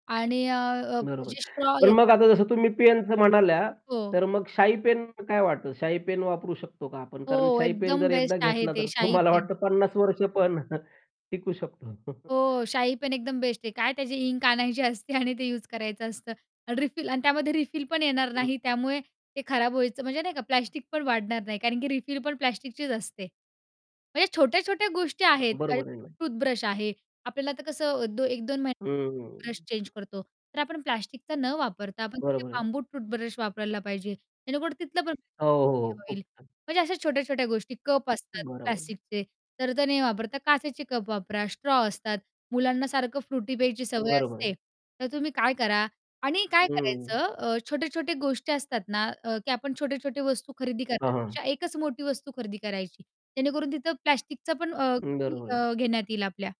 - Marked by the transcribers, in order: distorted speech; static; laughing while speaking: "मला वाटतं पन्नास वर्ष पण टिकू शकतो"; chuckle; laughing while speaking: "असते"; other background noise
- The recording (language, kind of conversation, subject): Marathi, podcast, रोजच्या आयुष्यात प्लास्टिकचा वापर कमी करण्यासाठी कोणते सोपे उपाय करता येतील?